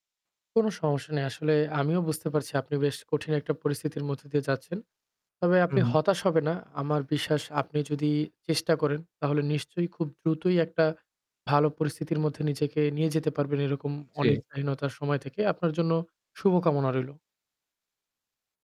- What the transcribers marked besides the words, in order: static
- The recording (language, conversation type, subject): Bengali, advice, রাতে ঘুম না হওয়া ও ক্রমাগত চিন্তা আপনাকে কীভাবে প্রভাবিত করছে?